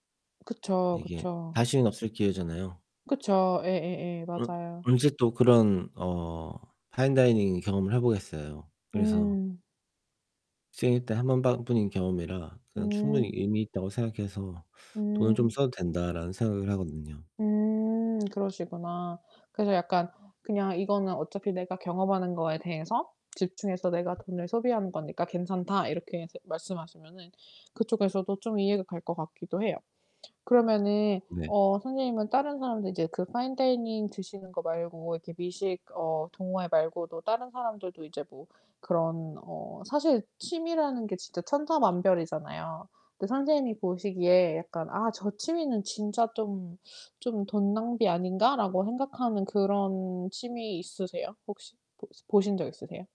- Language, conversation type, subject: Korean, unstructured, 누군가 취미에 쓰는 돈이 낭비라고 말하면 어떻게 생각하시나요?
- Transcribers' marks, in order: static; other background noise